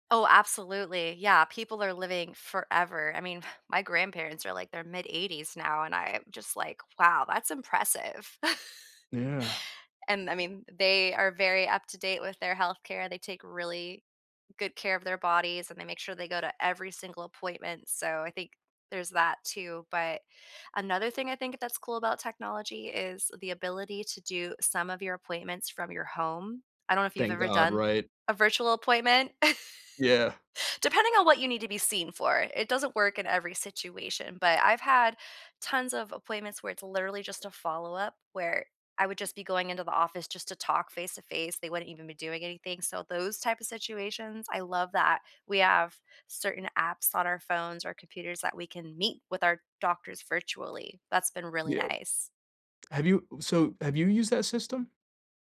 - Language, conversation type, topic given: English, unstructured, What role do you think technology plays in healthcare?
- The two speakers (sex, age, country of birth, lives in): female, 40-44, United States, United States; male, 30-34, United States, United States
- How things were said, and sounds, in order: exhale; chuckle; chuckle; tapping